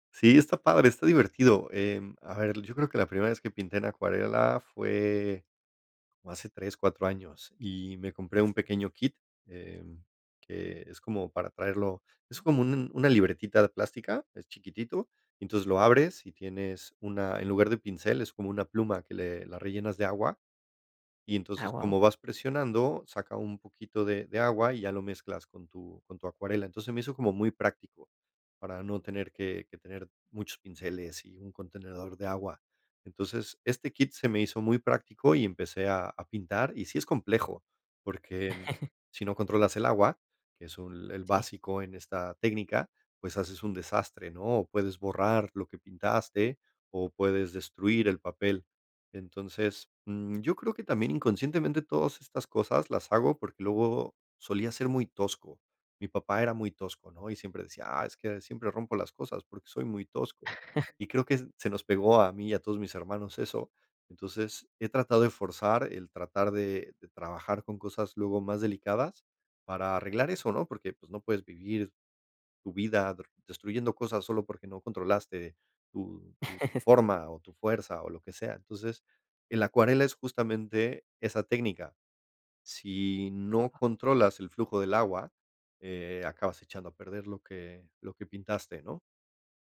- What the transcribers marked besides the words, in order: laugh; laugh; laugh
- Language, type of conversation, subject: Spanish, podcast, ¿Qué rutinas te ayudan a ser más creativo?